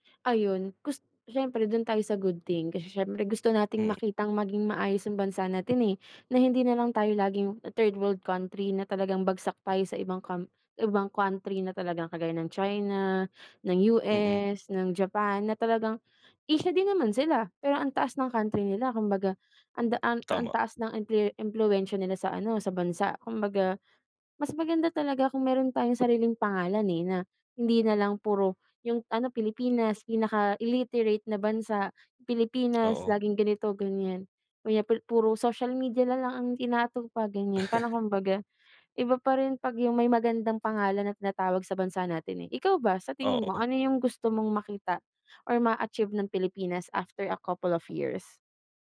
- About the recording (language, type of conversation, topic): Filipino, unstructured, Paano mo gustong makita ang kinabukasan ng ating bansa?
- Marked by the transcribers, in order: tapping; in English: "third world country"; other background noise; in English: "illiterate"; chuckle